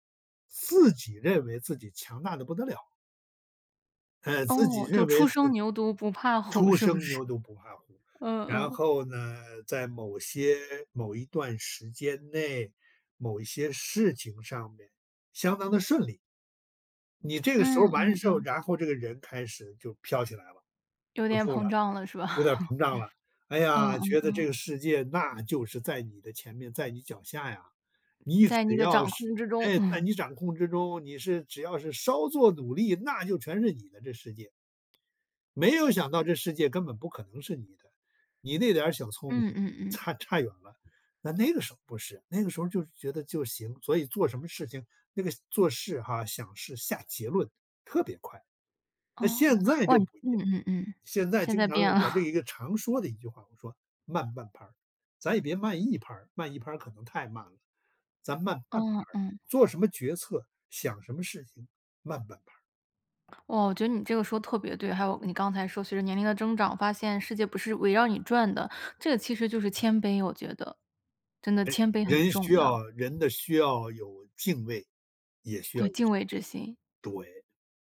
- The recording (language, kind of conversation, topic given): Chinese, podcast, 有没有哪个陌生人说过的一句话，让你记了一辈子？
- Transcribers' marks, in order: tapping; laughing while speaking: "是不是？"; laugh; laugh; chuckle; other background noise